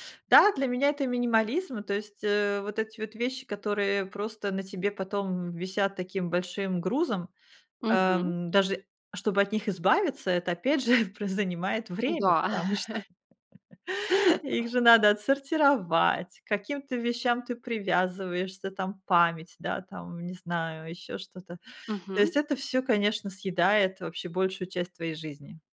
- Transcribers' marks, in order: chuckle; laugh
- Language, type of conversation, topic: Russian, podcast, Как найти баланс между минимализмом и самовыражением?